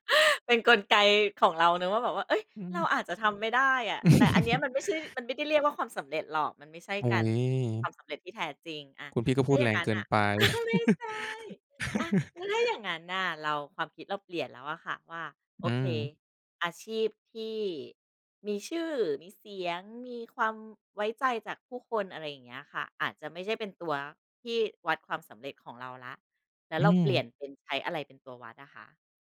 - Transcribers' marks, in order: laugh; laughing while speaking: "อ้าว"; laugh; put-on voice: "ไม่ใช่ อะ แล้วถ้า"
- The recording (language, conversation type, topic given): Thai, podcast, สำหรับคุณ ความหมายของความสำเร็จคืออะไร?